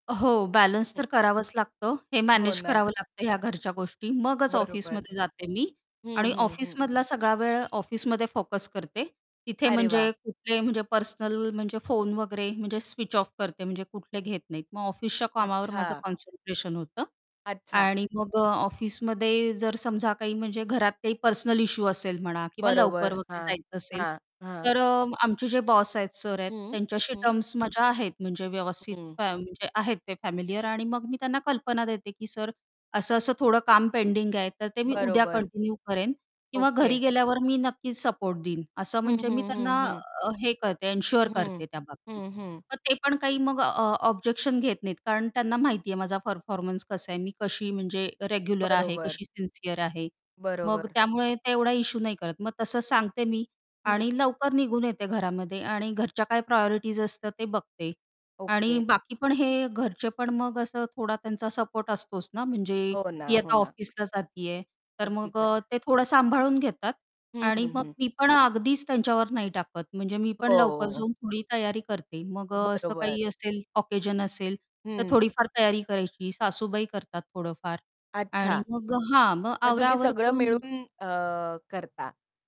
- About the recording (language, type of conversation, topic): Marathi, podcast, तुम्ही काम आणि वैयक्तिक आयुष्याचा समतोल कसा साधता?
- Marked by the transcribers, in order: static; distorted speech; tapping; in English: "कंटिन्यू"; in English: "एन्शुअर"; in English: "ऑब्जेक्शन"; in English: "रेग्युलर"; in English: "सिन्सिअर"; in English: "प्रायोरिटीज"; in English: "ऑकेशन"